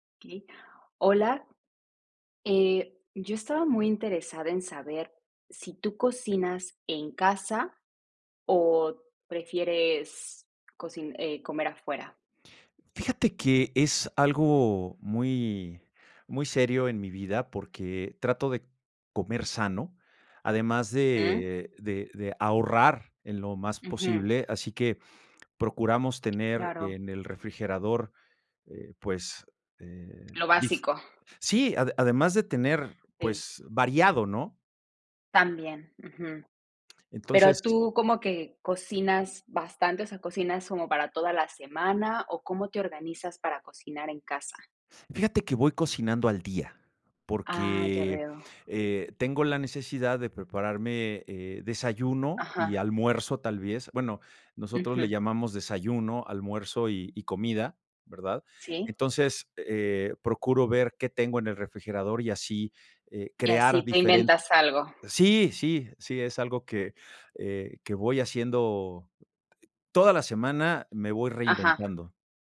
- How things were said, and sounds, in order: tapping; other background noise
- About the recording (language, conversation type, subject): Spanish, unstructured, ¿Prefieres cocinar en casa o comer fuera?
- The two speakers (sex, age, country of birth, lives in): female, 30-34, Mexico, Mexico; male, 55-59, Mexico, Mexico